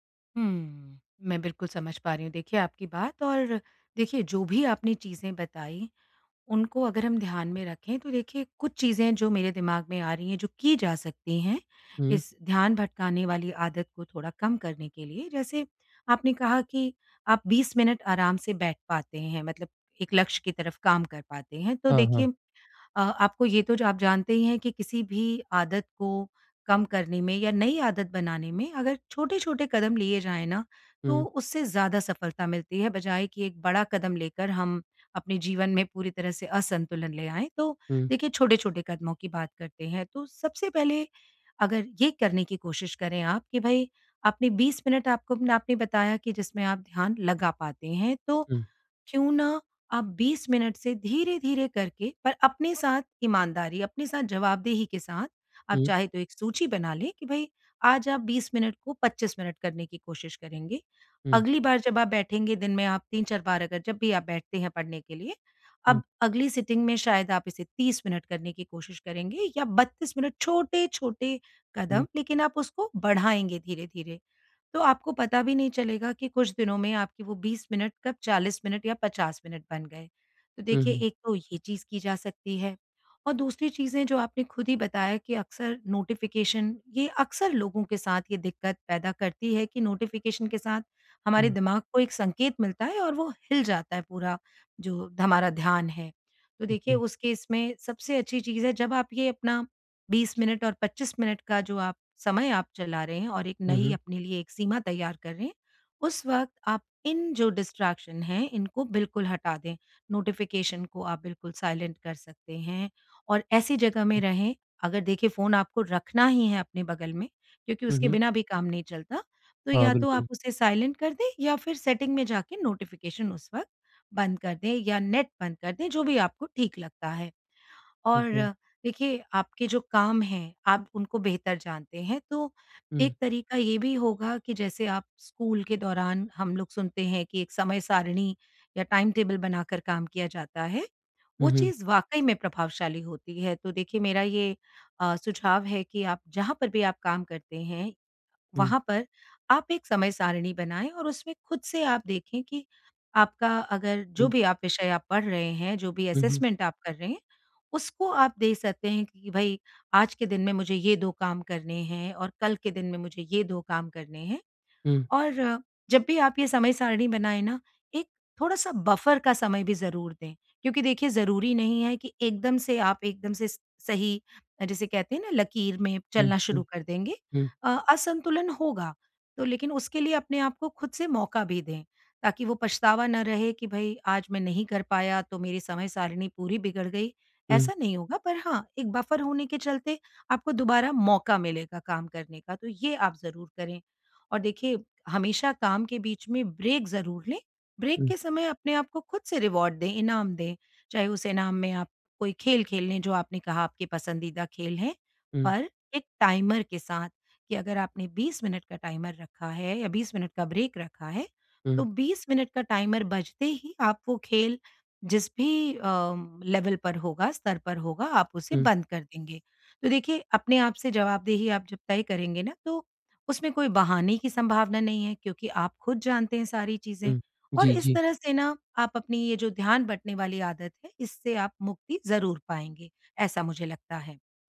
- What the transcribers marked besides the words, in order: in English: "सिटिंग"; in English: "नोटिफ़िकेशन"; in English: "नोटिफ़िकेशन"; in English: "ओके"; in English: "केस"; in English: "डिस्ट्रैक्शन"; in English: "नोटिफ़िकेशन"; in English: "साइलेंट"; in English: "साइलेंट"; in English: "नोटिफ़िकेशन"; in English: "टाइम टेबल"; in English: "असेसमेंट"; in English: "बफ़र"; in English: "बफ़र"; in English: "ब्रेक"; in English: "ब्रेक"; in English: "रिवार्ड"; in English: "टाइमर"; in English: "टाइमर"; in English: "ब्रेक"; in English: "टाइमर"; in English: "लेवल"
- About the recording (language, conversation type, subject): Hindi, advice, मैं बार-बार ध्यान भटकने से कैसे बचूं और एक काम पर कैसे ध्यान केंद्रित करूं?
- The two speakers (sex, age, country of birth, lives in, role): female, 50-54, India, India, advisor; male, 20-24, India, India, user